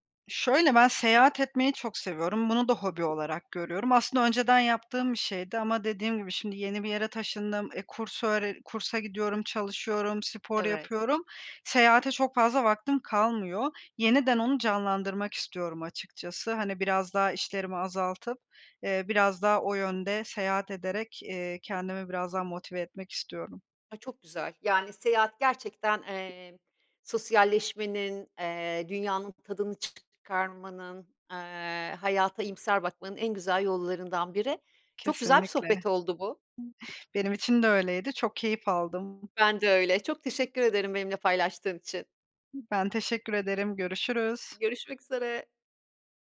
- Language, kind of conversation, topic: Turkish, podcast, Hobiler stresle başa çıkmana nasıl yardımcı olur?
- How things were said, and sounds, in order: other background noise